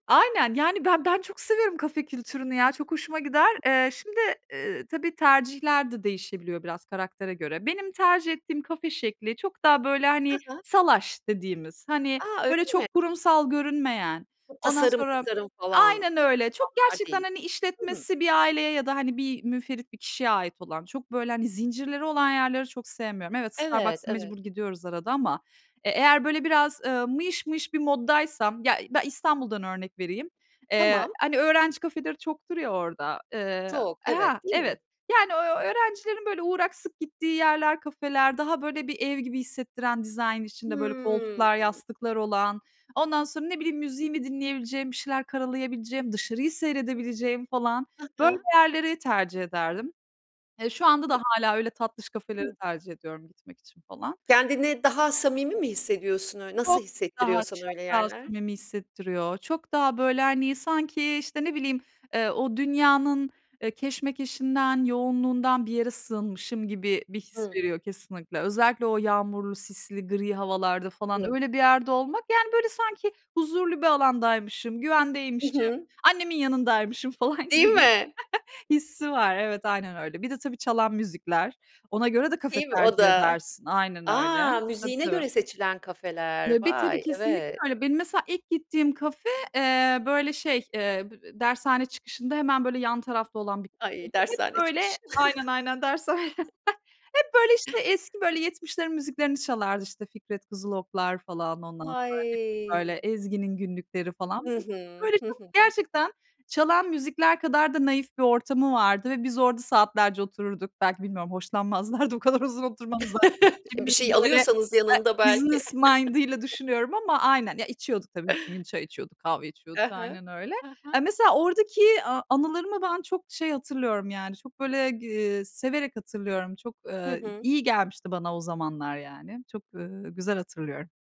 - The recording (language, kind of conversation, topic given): Turkish, podcast, Mahallede kahvehane ve çay sohbetinin yeri nedir?
- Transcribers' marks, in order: other background noise; unintelligible speech; drawn out: "Hı"; chuckle; other noise; unintelligible speech; chuckle; tapping; drawn out: "Ay"; unintelligible speech; laughing while speaking: "o kadar uzun oturmamızdan"; chuckle; in English: "business mind'ıyla"; chuckle